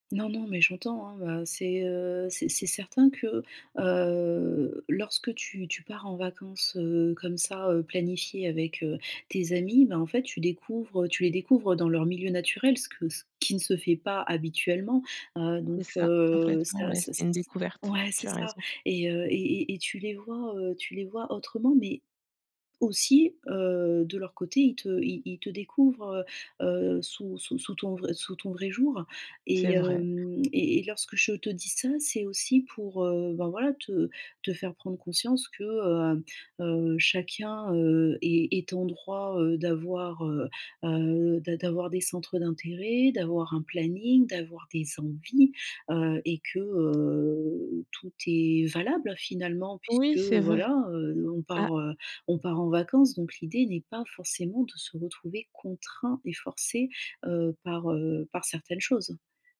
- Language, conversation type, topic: French, advice, Comment gérer la pression sociale pendant les vacances ?
- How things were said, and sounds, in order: other background noise; drawn out: "heu"; stressed: "aussi"; stressed: "envies"; drawn out: "heu"